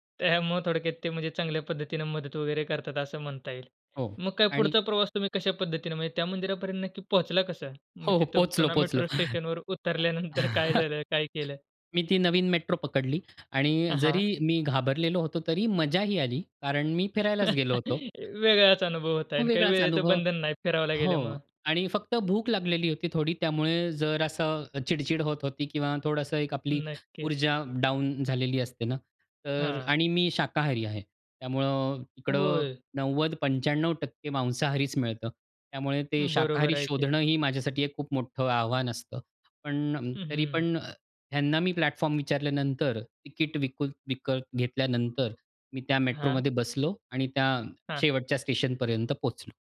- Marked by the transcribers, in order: in English: "मेट्रो स्टेशनवर"; chuckle; in English: "मेट्रो"; chuckle; in English: "डाउन"; in English: "प्लॅटफॉर्म"; in English: "मेट्रोमध्ये"
- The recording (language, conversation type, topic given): Marathi, podcast, भाषा नीट न समजल्यामुळे वाट चुकली तेव्हा तुम्हाला कुणी सौजन्याने मदत केली का, आणि ती मदत कशी मिळाली?
- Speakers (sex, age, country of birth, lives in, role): male, 20-24, India, India, host; male, 40-44, India, India, guest